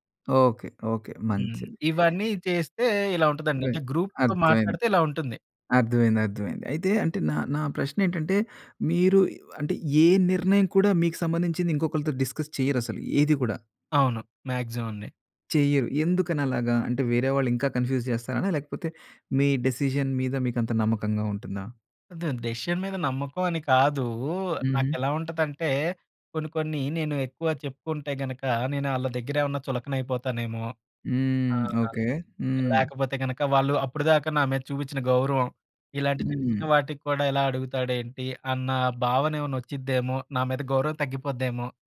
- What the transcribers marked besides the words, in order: in English: "గ్రూప్‌తో"; in English: "డిస్కస్"; in English: "మాక్సిమం"; in English: "కన్ఫ్యూజ్"; in English: "డెసిషన్"; in English: "డెసిషన్"
- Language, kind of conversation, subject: Telugu, podcast, ఒంటరిగా ముందుగా ఆలోచించి, తర్వాత జట్టుతో పంచుకోవడం మీకు సబబా?